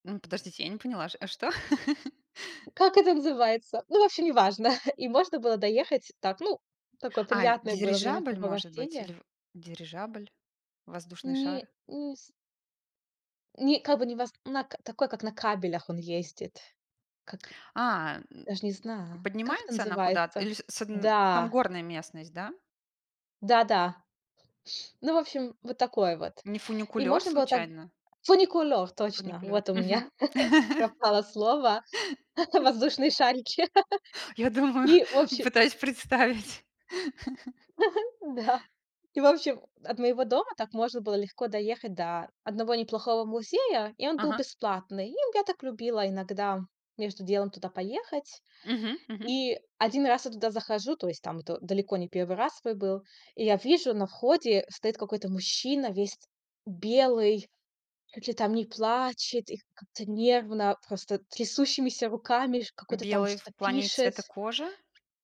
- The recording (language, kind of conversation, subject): Russian, unstructured, Что вас больше всего раздражает в туристах?
- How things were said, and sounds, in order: chuckle; tapping; chuckle; sniff; laugh; chuckle; laugh; laughing while speaking: "Я думаю, пытаюсь представить"; chuckle